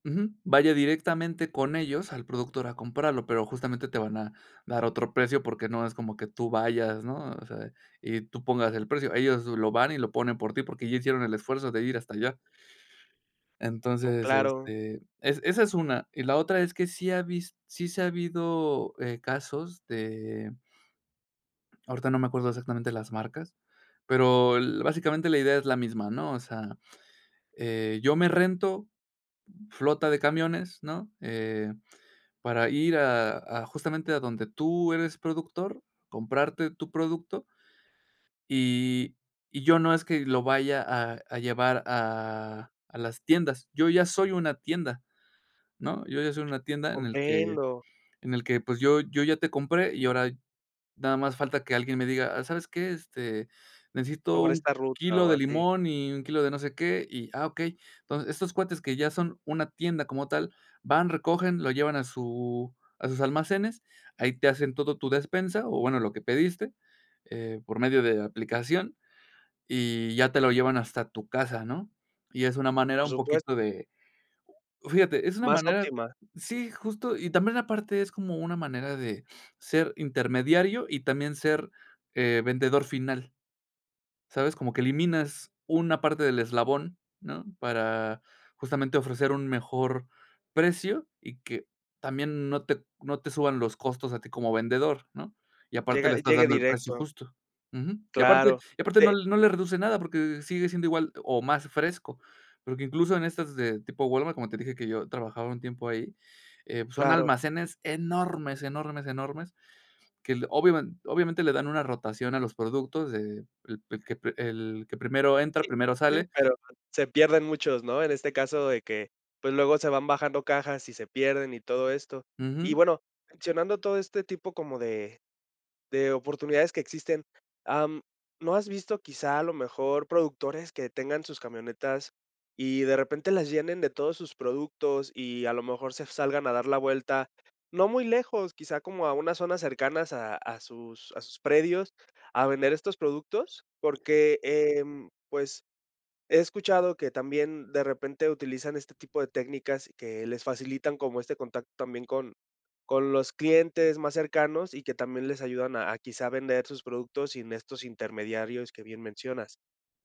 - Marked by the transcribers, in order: sniff
- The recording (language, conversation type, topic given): Spanish, podcast, ¿Qué opinas sobre comprar directo al productor?
- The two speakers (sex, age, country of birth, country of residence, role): male, 30-34, Mexico, Mexico, guest; male, 30-34, Mexico, Mexico, host